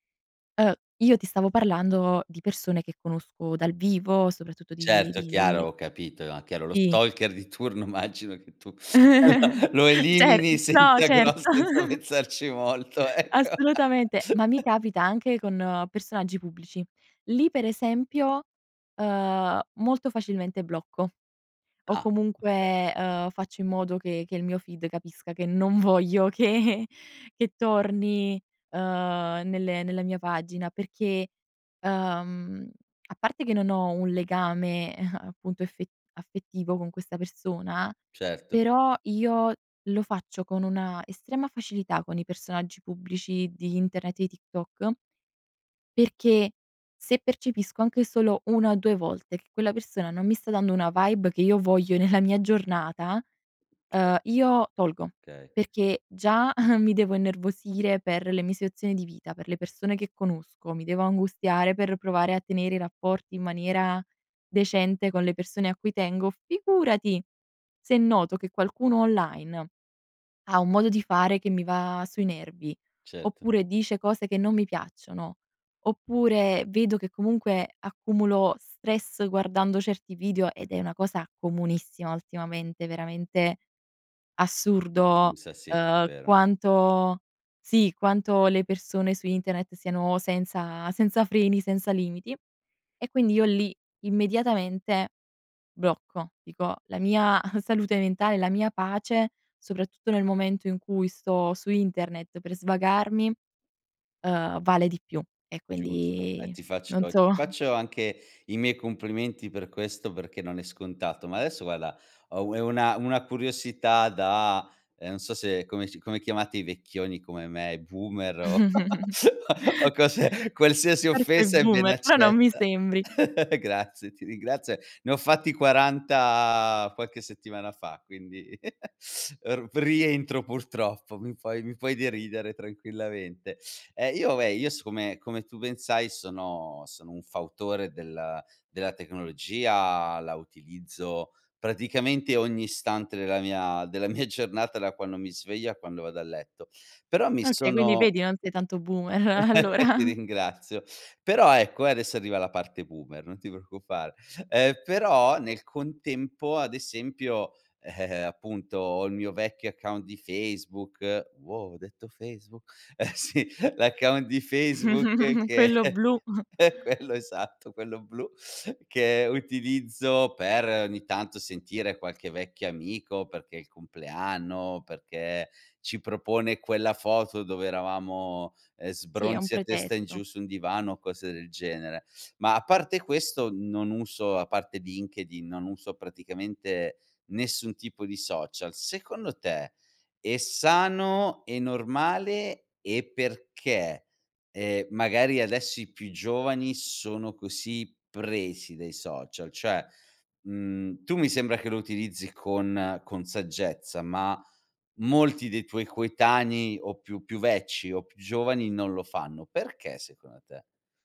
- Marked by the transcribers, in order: in English: "stalker"; giggle; laughing while speaking: "Cer"; laughing while speaking: "tu, lo elimini senza grosse senza pensarci molto, ecco"; giggle; laugh; in English: "feed"; laughing while speaking: "che"; chuckle; in English: "vibe"; laughing while speaking: "nella"; unintelligible speech; "Okay" said as "kay"; unintelligible speech; laughing while speaking: "so"; giggle; laughing while speaking: "Forse boomer"; in English: "boomer"; in English: "boomer"; laughing while speaking: "o o o"; laugh; laugh; "vabbè" said as "ve"; in English: "boomer"; laugh; laughing while speaking: "allora"; in English: "boomer"; chuckle; laughing while speaking: "eh sì"; chuckle; laughing while speaking: "che è quello esatto, quello blu"; "cioè" said as "ceh"; "vecchi" said as "vecci"
- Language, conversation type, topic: Italian, podcast, Cosa ti spinge a bloccare o silenziare qualcuno online?